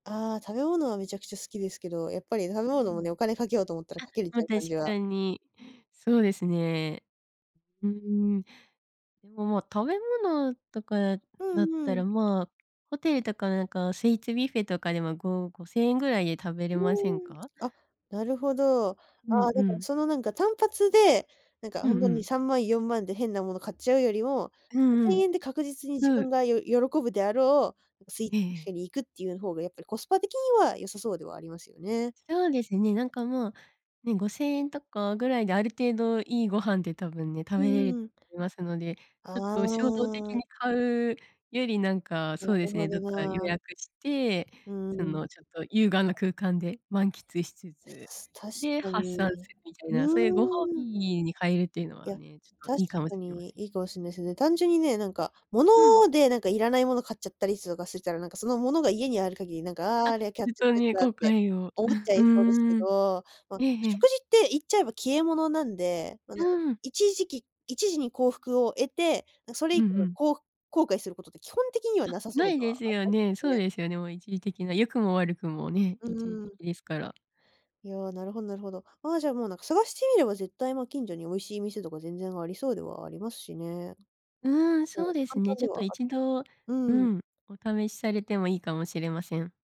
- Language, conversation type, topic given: Japanese, advice, 貯金よりも買い物でストレスを発散してしまうのをやめるにはどうすればいいですか？
- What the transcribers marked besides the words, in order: chuckle